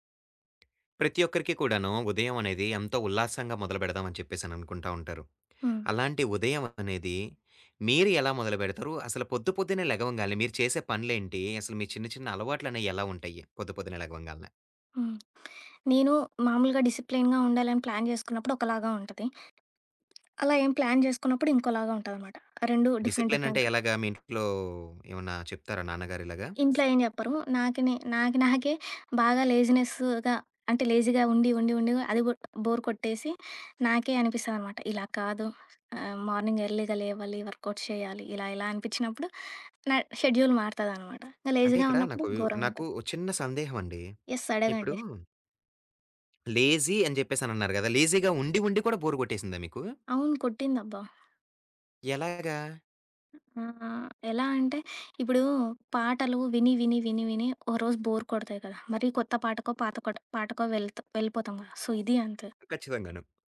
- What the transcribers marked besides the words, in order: tapping; in English: "ప్లాన్"; in English: "ప్లాన్"; in English: "డిఫరెంట్"; other background noise; giggle; in English: "లేజీగా"; in English: "బోర్"; in English: "మార్నింగ్ ఎర్లీగా"; in English: "వర్కౌట్స్"; in English: "షెడ్యూల్"; in English: "లేజీగా"; in English: "యెస్"; in English: "లేజీ"; in English: "లేజీగా"; in English: "బోర్"; in English: "సో"
- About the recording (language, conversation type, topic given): Telugu, podcast, ఉదయం లేవగానే మీరు చేసే పనులు ఏమిటి, మీ చిన్న అలవాట్లు ఏవి?